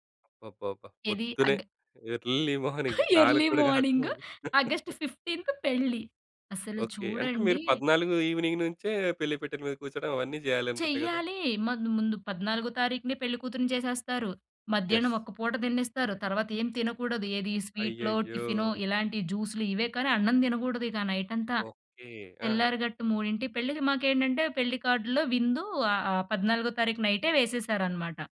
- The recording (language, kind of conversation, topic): Telugu, podcast, పెళ్లి వేడుకలో మీకు మరపురాని అనుభవం ఏది?
- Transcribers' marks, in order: in English: "ఎర్లీ మార్నింగ్"; laughing while speaking: "ఎర్లీ మార్నింగు"; in English: "ఎర్లీ"; chuckle; in English: "ఫిఫ్టీంత్"; in English: "ఈవినింగ్"; in English: "యెస్"; in English: "నైట్"; in English: "కార్డులో"